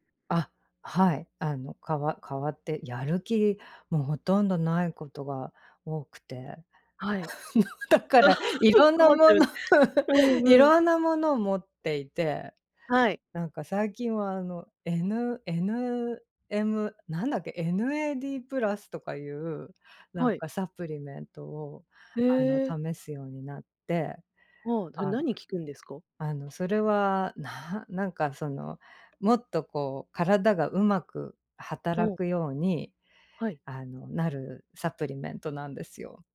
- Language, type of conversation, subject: Japanese, podcast, やる気が出ない日は、どうやって乗り切りますか？
- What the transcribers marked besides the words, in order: laugh; laughing while speaking: "もうだから"; giggle; laugh; other background noise